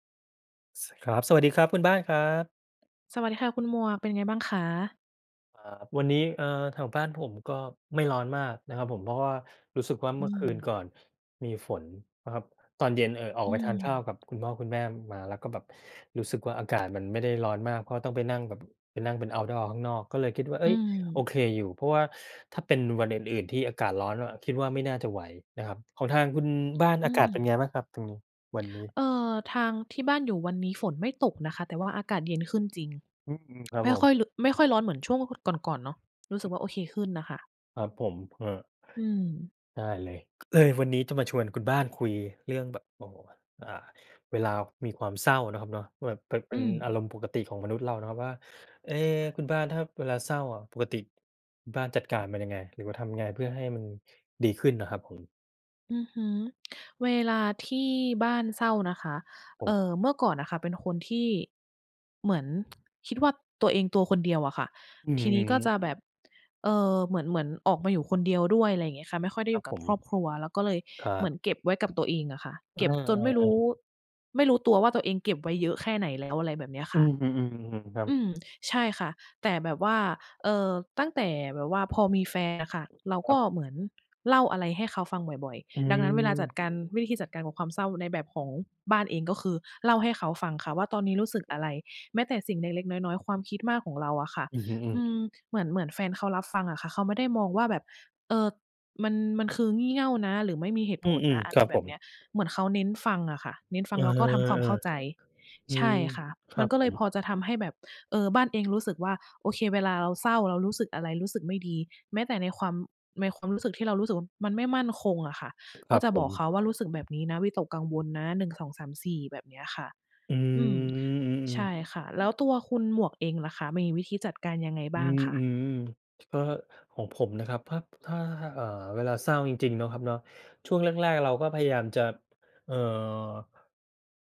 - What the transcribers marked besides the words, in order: tsk; tsk
- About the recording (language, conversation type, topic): Thai, unstructured, คุณรับมือกับความเศร้าอย่างไร?